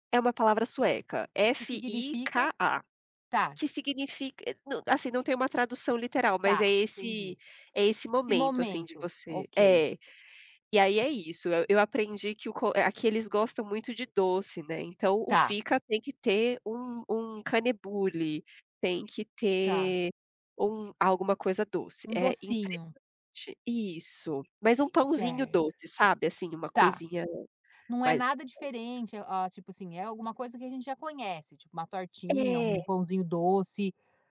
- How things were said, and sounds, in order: in Swedish: "fika"; in Swedish: "kanelbulle"; unintelligible speech
- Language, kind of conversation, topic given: Portuguese, unstructured, Qual foi a tradição cultural que mais te surpreendeu?